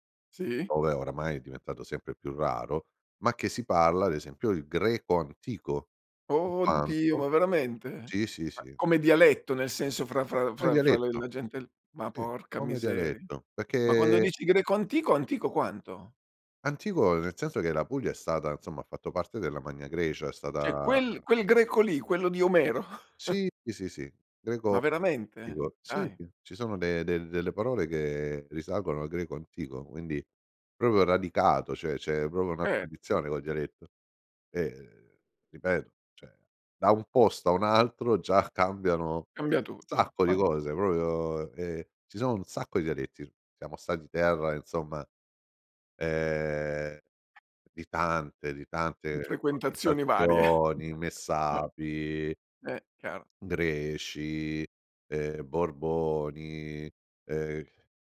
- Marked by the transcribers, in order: surprised: "Oddio ma veramente?"; "Cioè" said as "ceh"; laughing while speaking: "Omero?"; chuckle; "proprio" said as "propio"; other background noise; "cioè" said as "ceh"; "proprio" said as "propio"; "cioè" said as "ceh"; "proprio" said as "propio"; laughing while speaking: "varie"; unintelligible speech; chuckle
- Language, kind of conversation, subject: Italian, podcast, Che ruolo ha il dialetto nella tua identità?